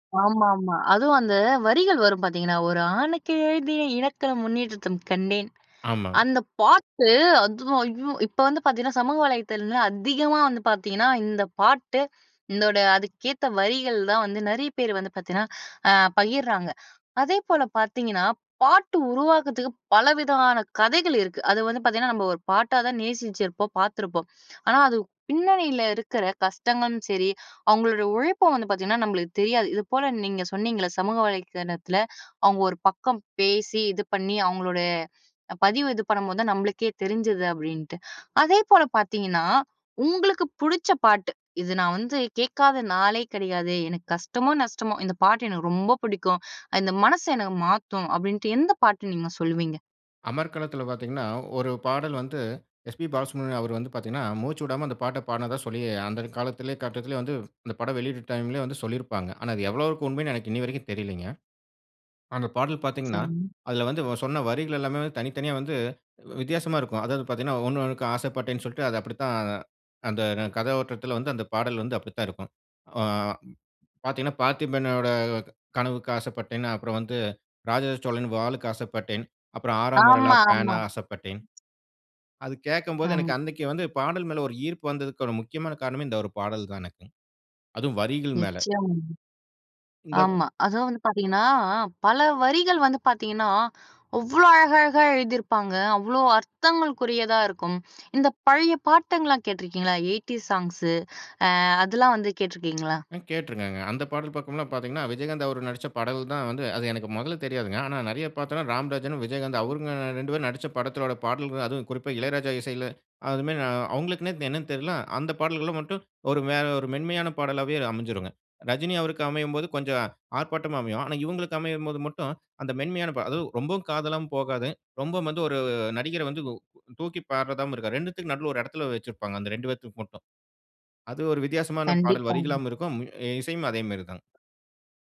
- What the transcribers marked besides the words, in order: singing: "ஒரு ஆணுக்கு எழுதிய இலக்கணமுன்னிடத்தில் கண்டேன்"; "பாட்டு" said as "பாத்து"; inhale; "பார்த்தீங்கன்னா" said as "வார்த்தீங்கன்னா"; other noise; unintelligible speech; other background noise; drawn out: "பார்த்தீங்கன்னா"; in English: "எய்டீஸ் சாங்ஸ்"; "பாடல்" said as "படல்"; unintelligible speech; "அவங்க" said as "அவருங்க"
- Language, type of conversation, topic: Tamil, podcast, பாடல் வரிகள் உங்கள் நெஞ்சை எப்படித் தொடுகின்றன?